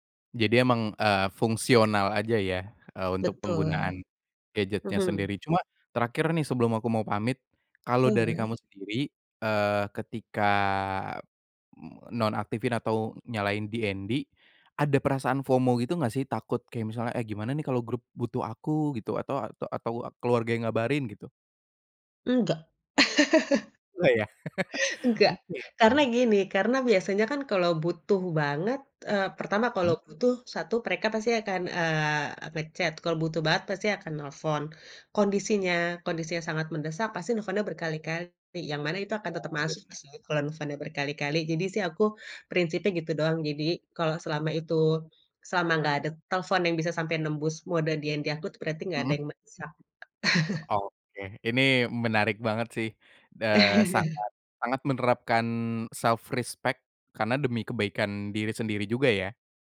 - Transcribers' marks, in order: other background noise; in English: "DND"; chuckle; chuckle; in English: "nge-chat"; in English: "DND"; chuckle; chuckle; in English: "self-respect"
- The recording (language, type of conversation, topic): Indonesian, podcast, Bagaimana kamu mengatur penggunaan gawai sebelum tidur?